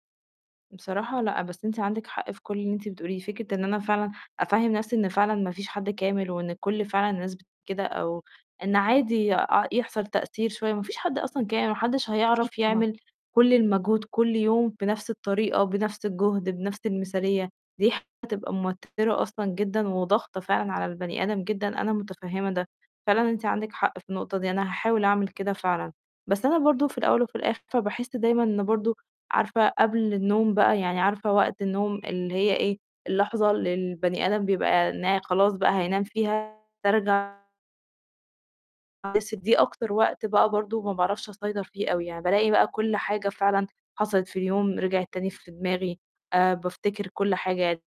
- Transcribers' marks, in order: distorted speech; other background noise; unintelligible speech
- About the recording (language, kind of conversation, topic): Arabic, advice, إزاي أقدر أتعامل مع التفكير السلبي المستمر وانتقاد الذات اللي بيقلّلوا تحفيزي؟